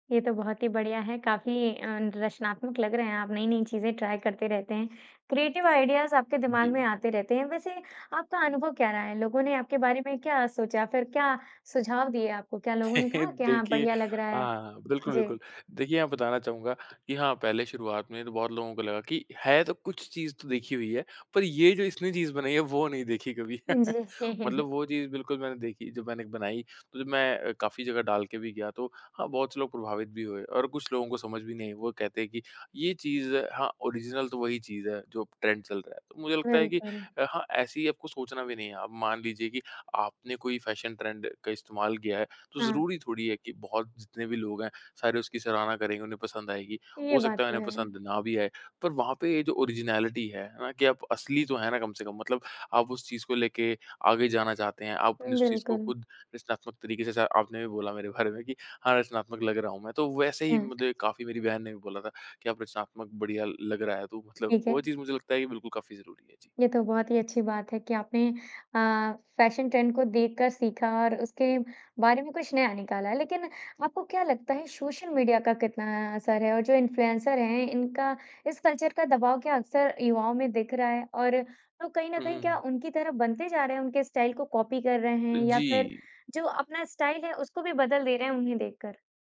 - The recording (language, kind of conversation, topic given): Hindi, podcast, फैशन के रुझानों का पालन करना चाहिए या अपना खुद का अंदाज़ बनाना चाहिए?
- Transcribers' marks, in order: in English: "ट्राय"; in English: "क्रिएटिव आइडियाज़"; laughing while speaking: "देखिए हाँ, हाँ"; laugh; chuckle; in English: "ओरिज़िनल"; in English: "ट्रेंड"; in English: "फ़ैशन ट्रेंड"; in English: "ओरिज़िनालिटी"; in English: "फ़ैशन ट्रेंड"; in English: "इन्फ्लुएंसर"; in English: "कल्चर"; in English: "स्टाइल"; in English: "कॉपी"; in English: "स्टाइल"